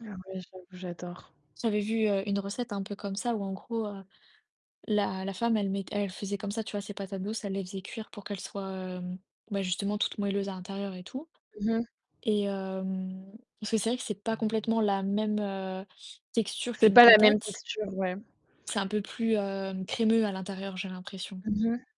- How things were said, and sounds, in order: distorted speech; alarm
- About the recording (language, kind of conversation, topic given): French, unstructured, Quels sont vos plats préférés, et pourquoi les aimez-vous autant ?